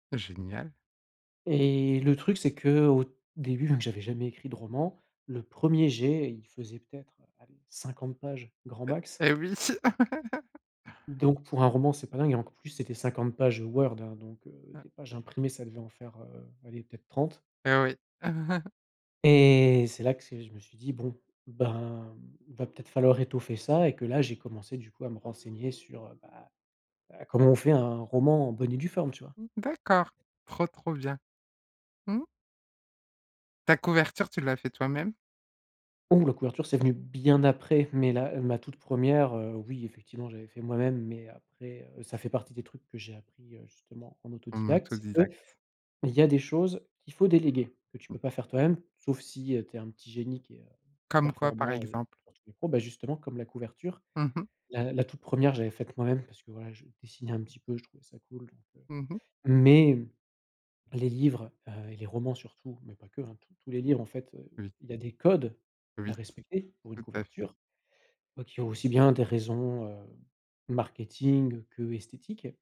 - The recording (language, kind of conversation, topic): French, podcast, Quelle compétence as-tu apprise en autodidacte ?
- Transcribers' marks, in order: laugh; chuckle; background speech; other background noise; stressed: "mais"